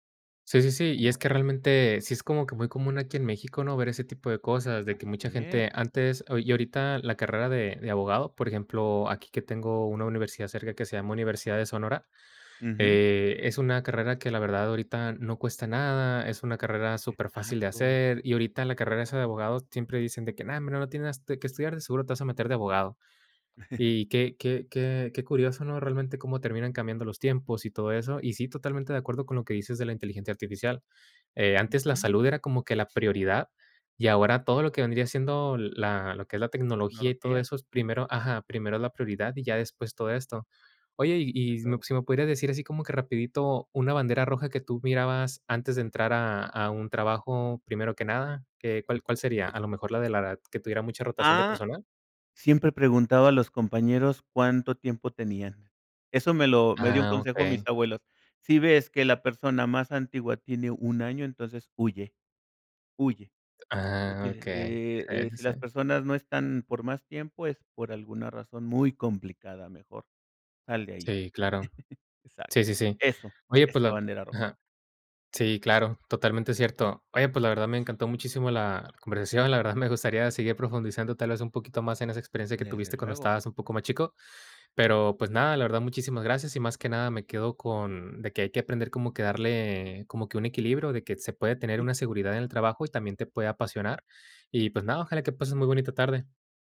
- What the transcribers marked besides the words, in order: other background noise; chuckle
- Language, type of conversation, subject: Spanish, podcast, ¿Cómo decides entre la seguridad laboral y tu pasión profesional?